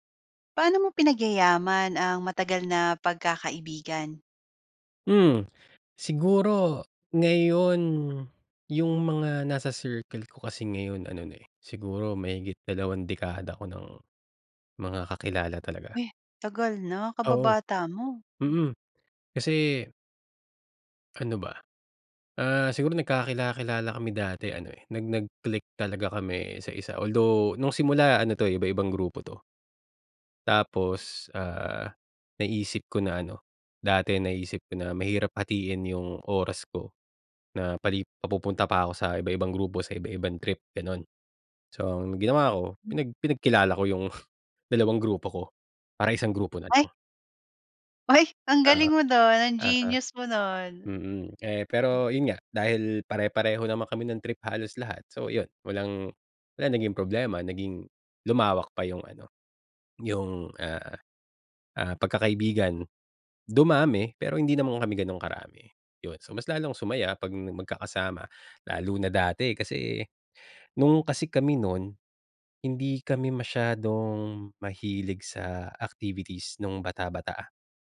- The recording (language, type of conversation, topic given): Filipino, podcast, Paano mo pinagyayaman ang matagal na pagkakaibigan?
- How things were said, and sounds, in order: none